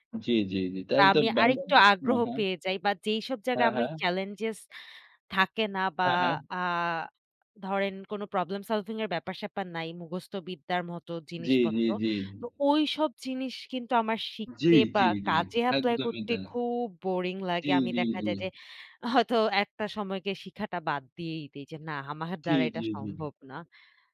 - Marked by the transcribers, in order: none
- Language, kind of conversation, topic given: Bengali, unstructured, তোমার কি মনে হয় নতুন কোনো দক্ষতা শেখা মজার, আর কেন?
- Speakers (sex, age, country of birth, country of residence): female, 20-24, Bangladesh, Bangladesh; male, 20-24, Bangladesh, Bangladesh